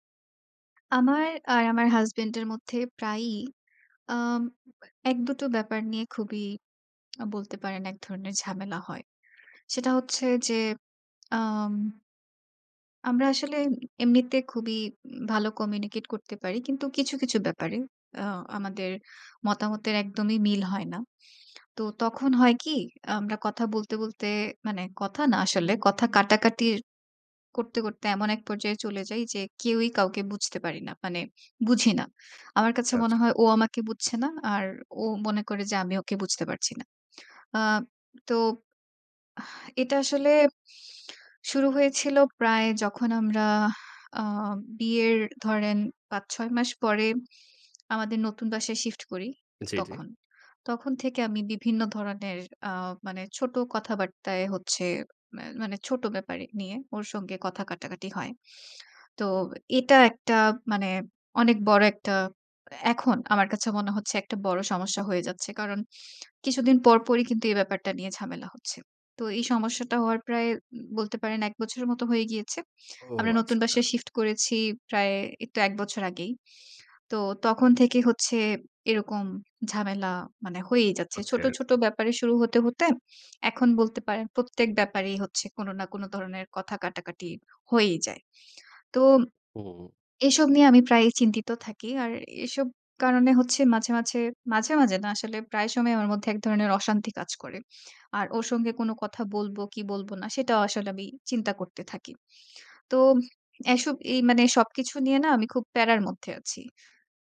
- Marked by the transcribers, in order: tapping; in English: "communicate"; sad: "আহ"; in English: "shift"; in English: "shift"
- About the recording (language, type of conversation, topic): Bengali, advice, মিনিমালিজম অনুসরণ করতে চাই, কিন্তু পরিবার/সঙ্গী সমর্থন করে না